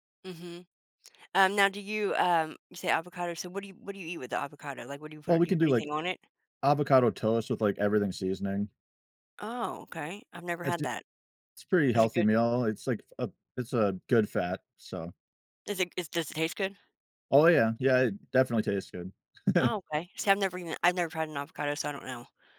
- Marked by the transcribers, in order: chuckle
- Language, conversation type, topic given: English, unstructured, How has your personal taste in brunch evolved over the years, and what do you think influenced that change?
- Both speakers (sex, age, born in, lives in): female, 45-49, United States, United States; male, 35-39, United States, United States